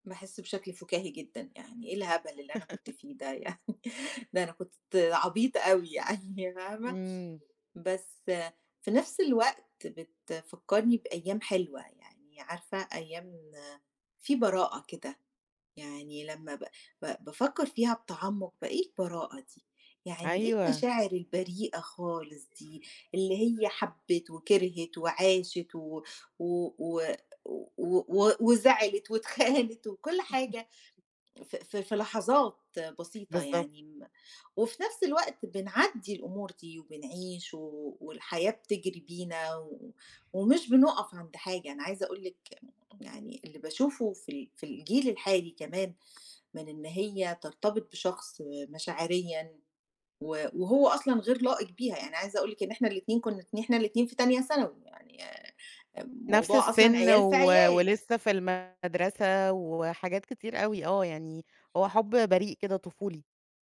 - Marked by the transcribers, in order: laugh; laughing while speaking: "يعني؟"; laughing while speaking: "واتخانت"; laugh; tapping
- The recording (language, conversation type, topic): Arabic, podcast, فيه أغنية بتودّيك فورًا لذكرى معيّنة؟